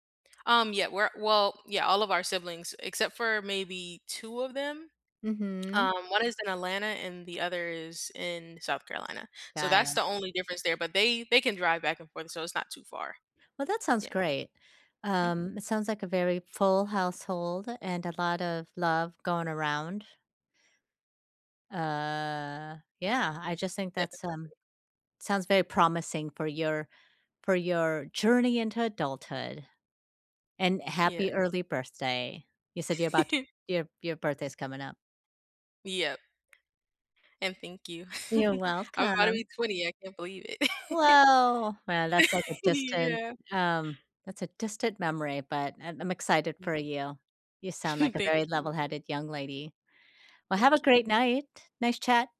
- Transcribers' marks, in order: background speech; other background noise; drawn out: "Uh"; unintelligible speech; chuckle; tapping; chuckle; chuckle; chuckle
- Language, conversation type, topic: English, unstructured, Why do people stay in unhealthy relationships?